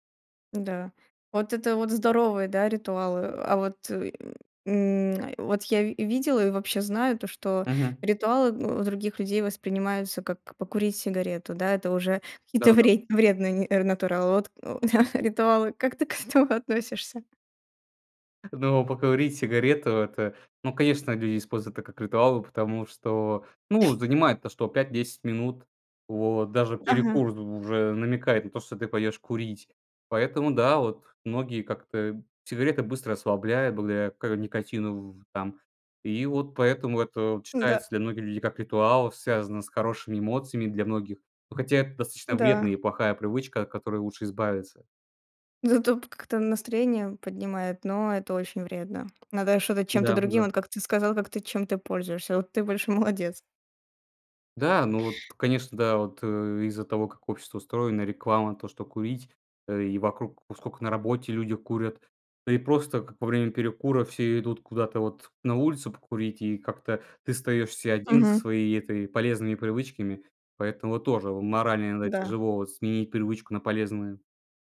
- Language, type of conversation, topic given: Russian, podcast, Как маленькие ритуалы делают твой день лучше?
- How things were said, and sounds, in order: laughing while speaking: "да, ритуалы. Как ты к этому относишься?"; other background noise; tapping